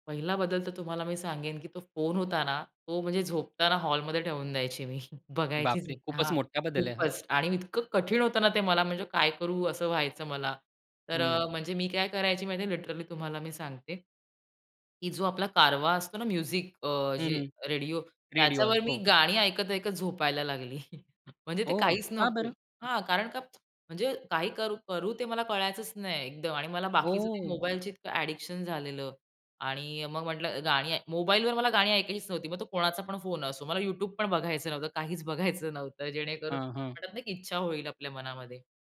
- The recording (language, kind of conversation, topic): Marathi, podcast, कोणत्या छोट्या सवयींमुळे तुम्हाला मोठा बदल जाणवला?
- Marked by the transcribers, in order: chuckle; other background noise; in English: "लिटरली"; in English: "म्युझिक"; chuckle; other noise; in English: "अ‍ॅडिक्शन"